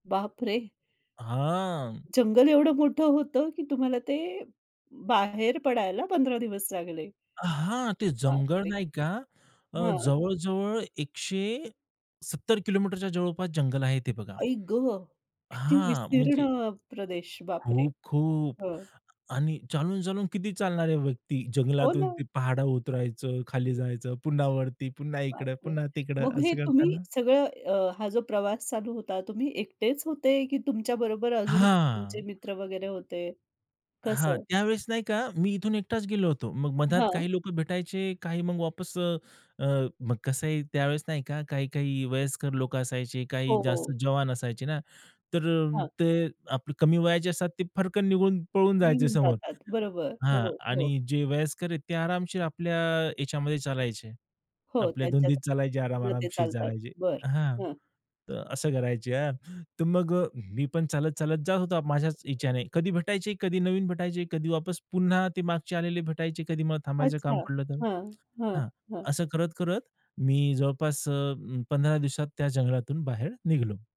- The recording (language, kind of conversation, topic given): Marathi, podcast, आयुष्यभर आठवणीत राहिलेला कोणता प्रवास तुम्हाला आजही आठवतो?
- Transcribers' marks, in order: surprised: "आई गं! किती विस्तीर्ण प्रदेश. बाप रे!"; tapping; other noise; unintelligible speech